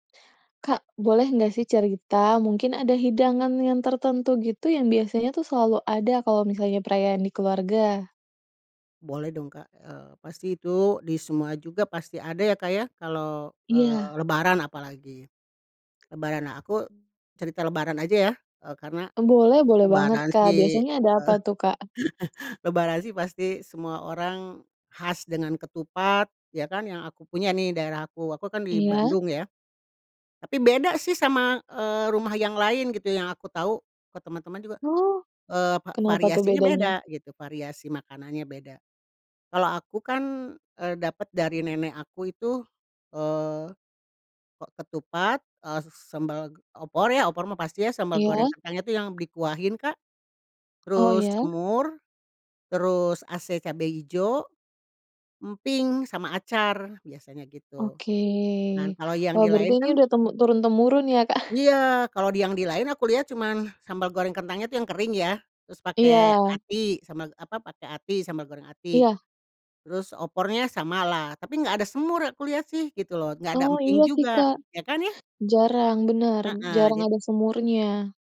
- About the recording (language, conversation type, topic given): Indonesian, podcast, Ceritakan hidangan apa yang selalu ada di perayaan keluargamu?
- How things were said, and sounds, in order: tapping; other background noise; chuckle